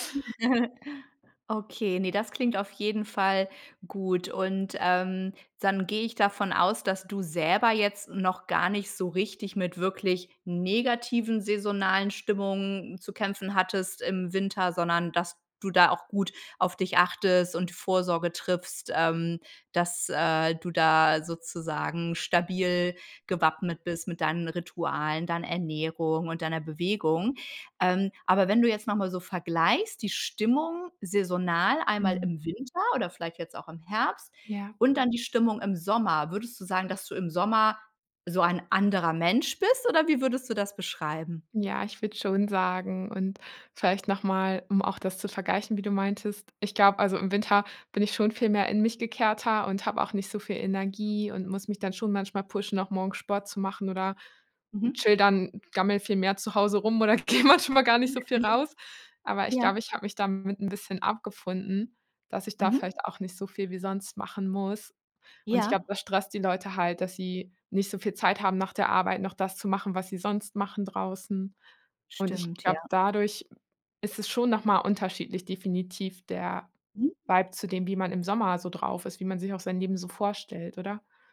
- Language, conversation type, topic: German, podcast, Wie gehst du mit saisonalen Stimmungen um?
- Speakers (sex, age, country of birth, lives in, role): female, 30-34, Germany, Germany, guest; female, 45-49, Germany, Germany, host
- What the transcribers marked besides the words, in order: chuckle; in English: "pushen"; laughing while speaking: "gehe manchmal"; unintelligible speech